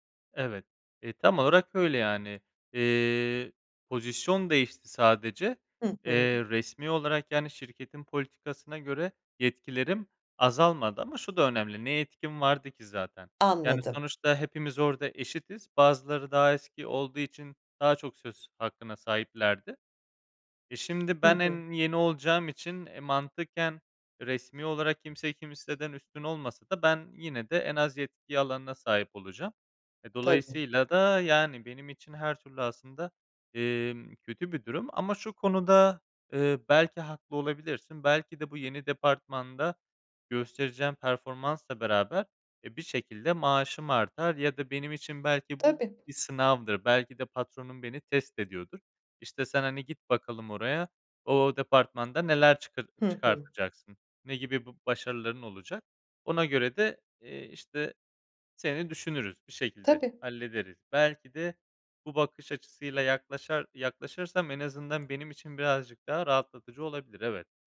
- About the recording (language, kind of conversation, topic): Turkish, advice, İş yerinde büyük bir rol değişikliği yaşadığınızda veya yeni bir yönetim altında çalışırken uyum süreciniz nasıl ilerliyor?
- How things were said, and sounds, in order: tapping